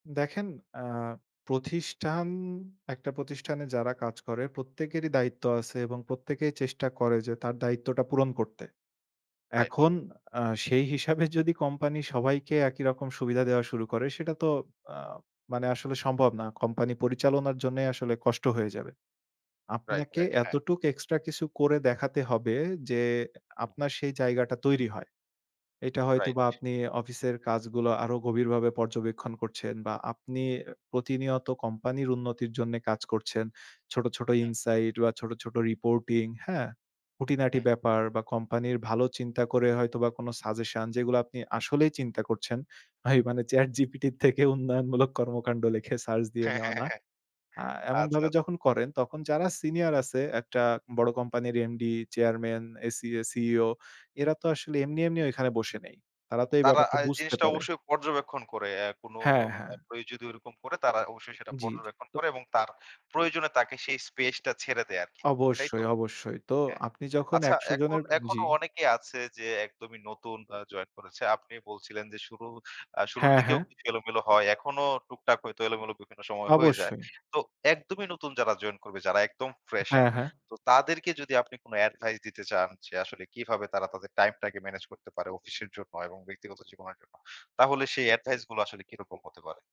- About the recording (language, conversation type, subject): Bengali, podcast, কাজ আর ব্যক্তিগত জীবনের মধ্যে ভারসাম্য কীভাবে বজায় রাখেন?
- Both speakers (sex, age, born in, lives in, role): male, 25-29, Bangladesh, Bangladesh, guest; male, 25-29, Bangladesh, Bangladesh, host
- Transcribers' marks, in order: other background noise; tapping; laughing while speaking: "মানে চ্যাটজিপিটি থেকে উন্নয়নমূলক কর্মকাণ্ড লিখে সার্চ দিয়ে নেওয়া না"